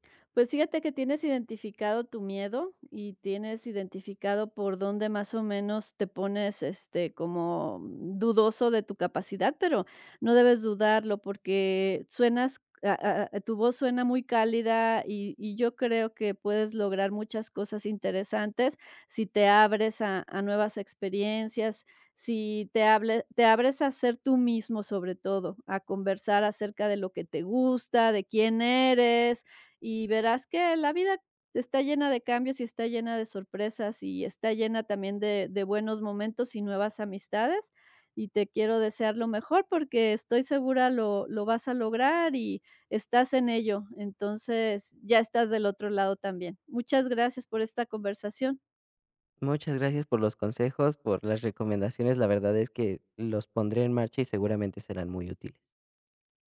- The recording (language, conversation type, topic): Spanish, advice, ¿Cómo puedo ganar confianza para iniciar y mantener citas románticas?
- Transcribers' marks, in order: none